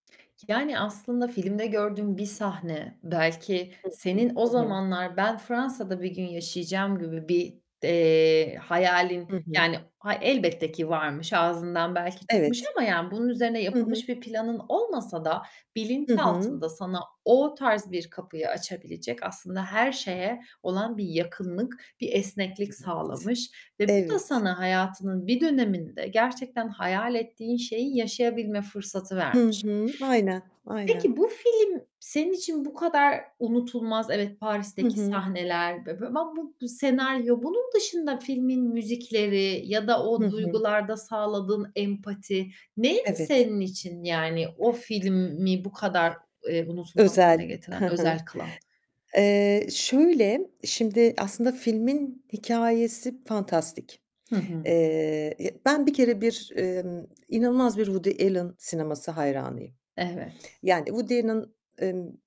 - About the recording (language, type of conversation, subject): Turkish, podcast, Bir kitaptan ya da filmden çok etkilendiğin bir anıyı paylaşır mısın?
- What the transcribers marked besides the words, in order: distorted speech; unintelligible speech; other background noise